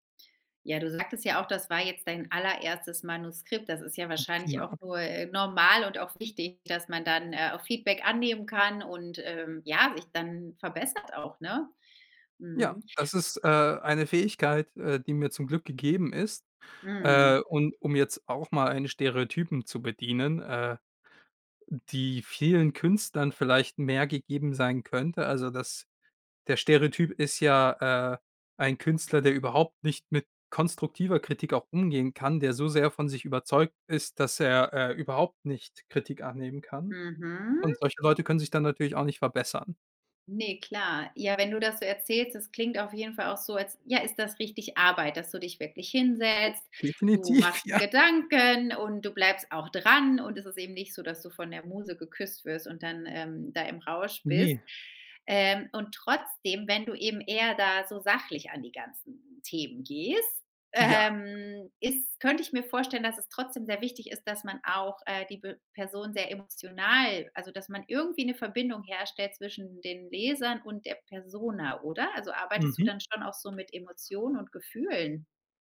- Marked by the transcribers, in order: laughing while speaking: "ja"
- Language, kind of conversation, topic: German, podcast, Was macht eine fesselnde Geschichte aus?